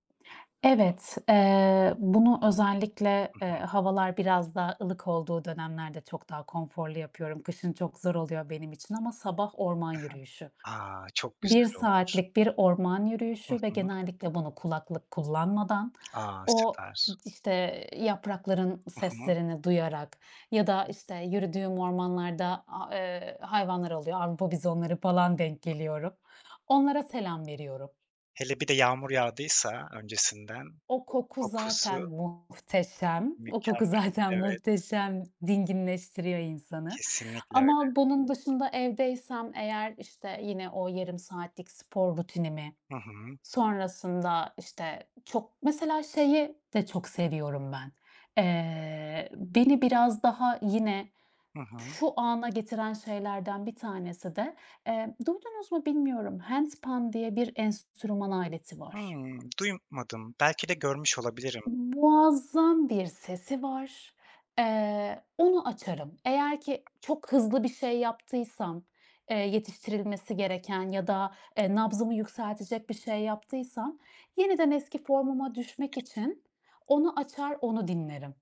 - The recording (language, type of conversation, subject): Turkish, unstructured, Günlük yaşamda stresi nasıl yönetiyorsun?
- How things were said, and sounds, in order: other background noise; tapping; laughing while speaking: "zaten"; background speech; in English: "handpan"